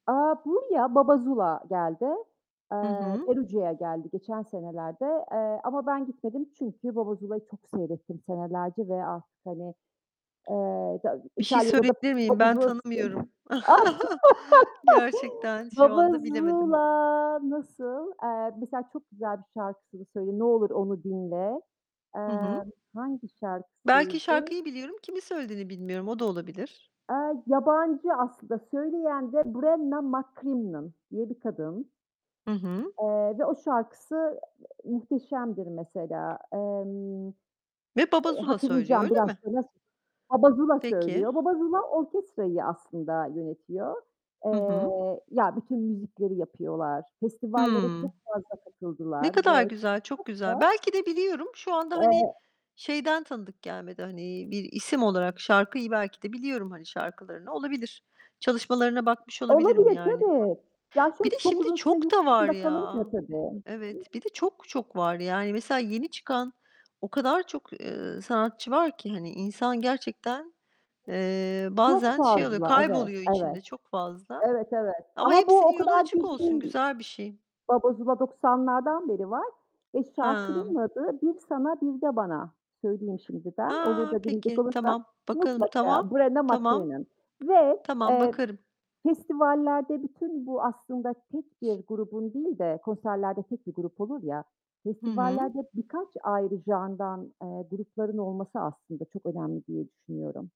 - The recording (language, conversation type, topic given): Turkish, unstructured, Müzik festivalleri neden bu kadar seviliyor?
- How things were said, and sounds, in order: other background noise; distorted speech; chuckle; unintelligible speech; laugh; drawn out: "BaBa ZuLa"; mechanical hum; unintelligible speech; tapping; in English: "genre'dan"